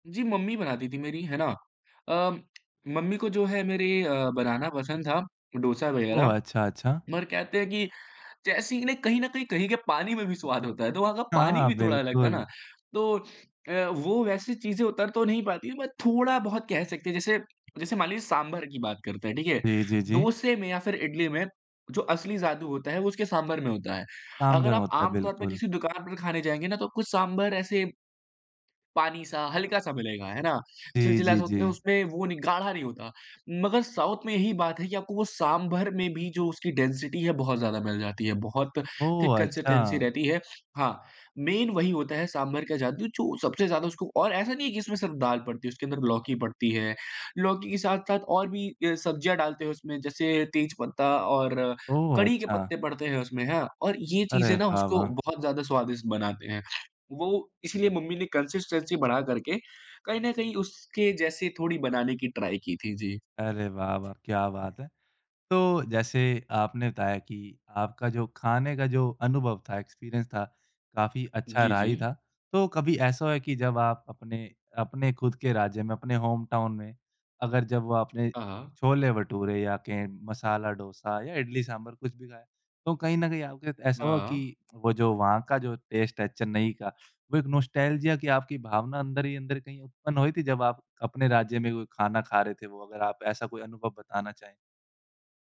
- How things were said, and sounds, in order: tapping; in English: "बट"; in English: "साउथ"; in English: "डेंसिटी"; in English: "थिक कंसिस्टेंसी"; in English: "मेन"; in English: "कंसिस्टेंसी"; in English: "ट्राई"; in English: "एक्सपीरियंस"; in English: "होमटाउन"; in English: "टेस्ट"; in English: "नॉस्टेल्जिया"
- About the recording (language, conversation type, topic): Hindi, podcast, किस यात्रा का खाना आज तक आपको सबसे ज़्यादा याद है?